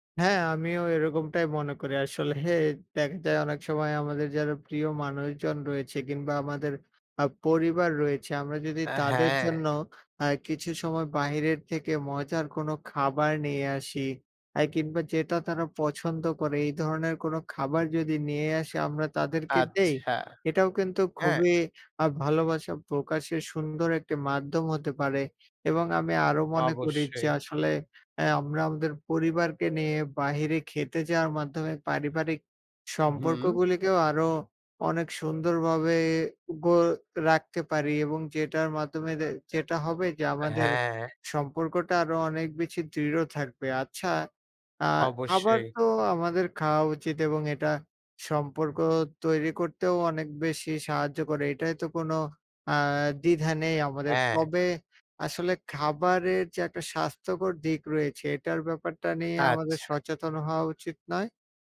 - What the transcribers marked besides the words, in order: laughing while speaking: "আসলে"; tapping; other background noise
- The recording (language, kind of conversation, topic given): Bengali, unstructured, আপনার মতে, খাবারের মাধ্যমে সম্পর্ক গড়ে তোলা কতটা গুরুত্বপূর্ণ?